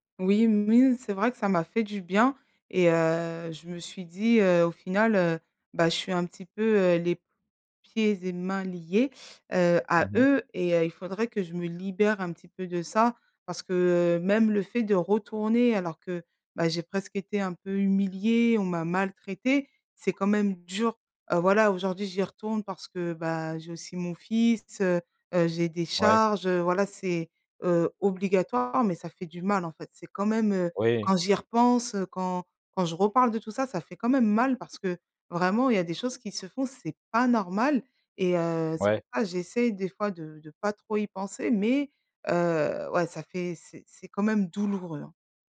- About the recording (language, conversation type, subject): French, advice, Comment décririez-vous votre épuisement émotionnel proche du burn-out professionnel ?
- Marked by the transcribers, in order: other background noise